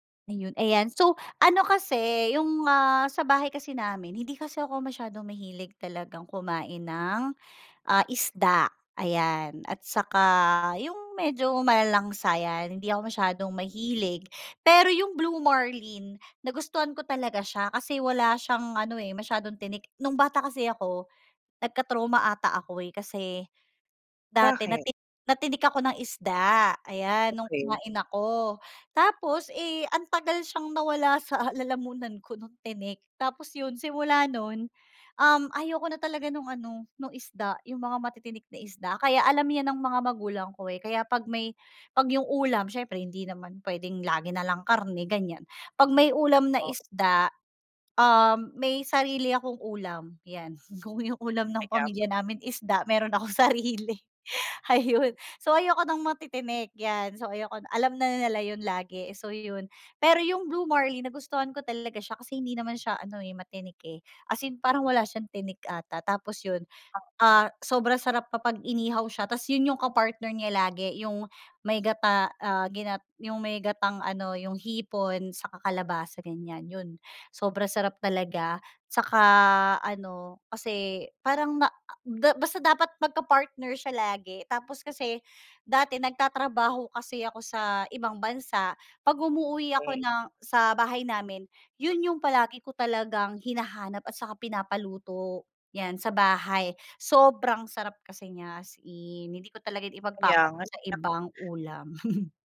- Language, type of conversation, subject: Filipino, podcast, Ano ang kuwento sa likod ng paborito mong ulam sa pamilya?
- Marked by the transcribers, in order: laughing while speaking: "nawala sa lalamunan ko nung"; tapping; laughing while speaking: "kung yung ulam"; laughing while speaking: "akong sarili, ayun"; chuckle